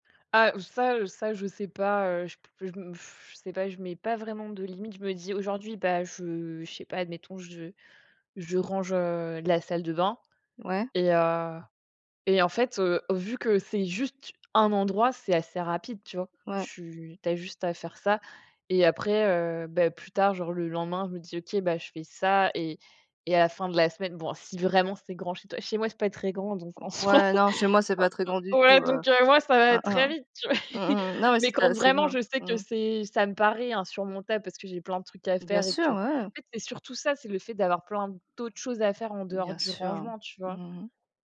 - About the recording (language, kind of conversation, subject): French, unstructured, Quels petits gestes te rendent la vie plus facile ?
- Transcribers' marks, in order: blowing; laughing while speaking: "soi"; laughing while speaking: "tu vois ?"; laugh